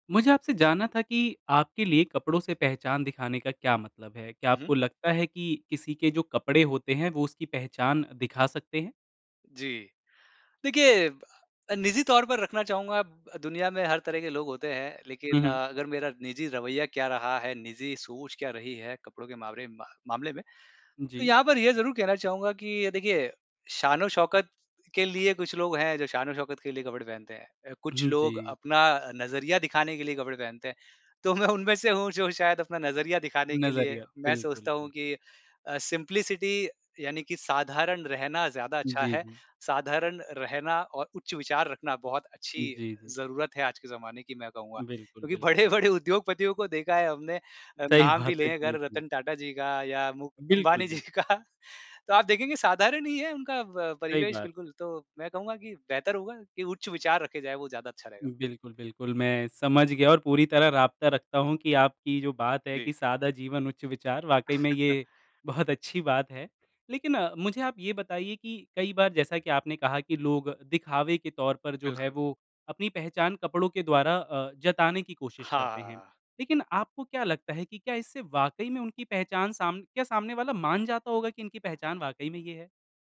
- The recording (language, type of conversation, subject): Hindi, podcast, आप कपड़ों के माध्यम से अपनी पहचान कैसे व्यक्त करते हैं?
- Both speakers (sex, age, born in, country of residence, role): male, 25-29, India, India, host; male, 35-39, India, India, guest
- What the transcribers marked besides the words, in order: laughing while speaking: "तो मैं उनमें से हूँ जो शायद"; in English: "सिम्प्लिसिटी"; laughing while speaking: "बड़े-बड़े उद्योगपतियों को देखा है हमने"; laughing while speaking: "सही बात है"; laughing while speaking: "जी का"; chuckle